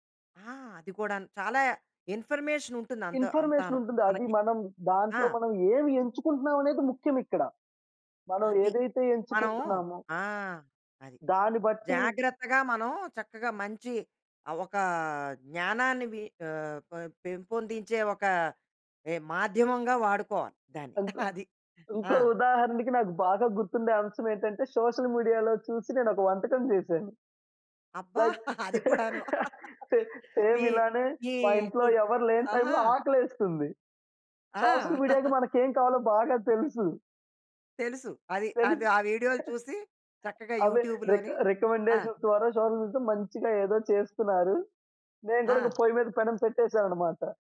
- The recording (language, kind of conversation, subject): Telugu, podcast, సామాజిక మాధ్యమాలు మీ ఒంటరితనాన్ని తగ్గిస్తున్నాయా లేదా మరింత పెంచుతున్నాయా?
- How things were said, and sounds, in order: in English: "ఇన్ఫర్మేషన్"; in English: "ఇన్ఫర్మేషన్"; giggle; in English: "సోషల్ మీడియాలో"; in English: "లైక్ సె సేమ్"; laughing while speaking: "సె సేమ్ ఇలానే మా ఇంట్లో ఎవరు లేని టైమ్‌లో ఆకలెస్తుంది"; laughing while speaking: "అది కూడాను మీ మీ గుడ్ ఆహా!"; in English: "గుడ్"; in English: "సోషల్ మీడియాకి"; chuckle; chuckle; in English: "యూట్యూబ్‌లోని"; in English: "రిక్ రికమెండేషన్"; in English: "సోషల్"; unintelligible speech; other background noise